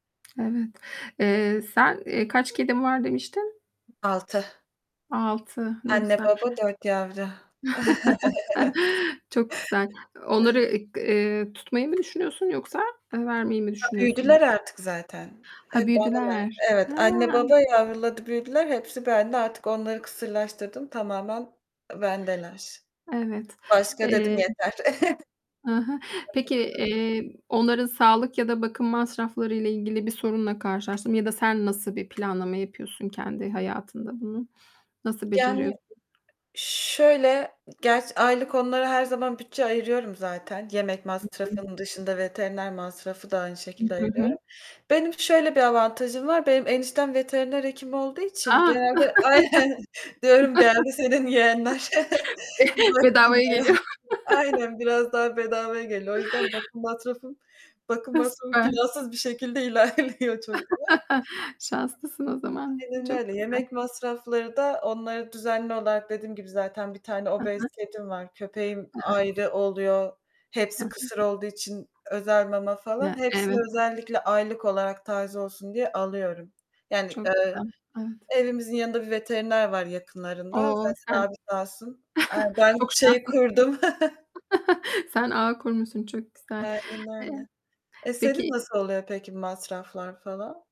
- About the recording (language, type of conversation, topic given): Turkish, unstructured, Hayvan sahiplenirken nelere dikkat etmek gerekir?
- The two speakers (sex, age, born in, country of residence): female, 25-29, Turkey, Poland; female, 45-49, Turkey, Spain
- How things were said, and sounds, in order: other background noise; static; chuckle; chuckle; distorted speech; chuckle; unintelligible speech; tapping; laugh; laughing while speaking: "Be bedavaya geliyor"; laughing while speaking: "Aynen"; chuckle; laugh; laughing while speaking: "bakım masrafım plansız bir şekilde ilerliyor çok diye"; laugh; chuckle